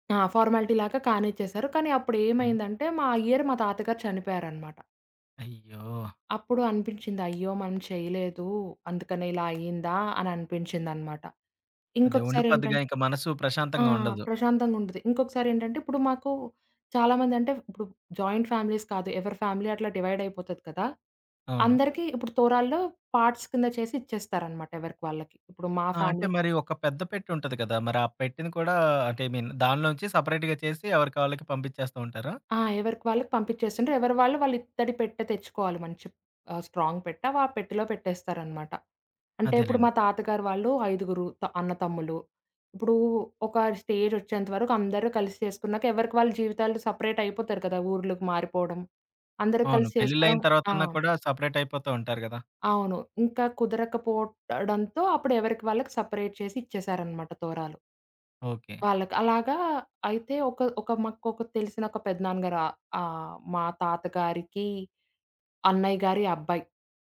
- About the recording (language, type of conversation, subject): Telugu, podcast, మీ కుటుంబ సంప్రదాయాల్లో మీకు అత్యంత ఇష్టమైన సంప్రదాయం ఏది?
- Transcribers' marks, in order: in English: "ఫార్మాలిటీలాగా"; in English: "ఇయర్"; other background noise; in English: "జాయింట్ ఫ్యామిలీస్"; in English: "పార్ట్స్"; in English: "ఫ్యామిలీ"; in English: "ఐ మీన్"; in English: "సెపరేట్‌గా"; in English: "స్ట్రాంగ్"; in English: "సెపరేట్"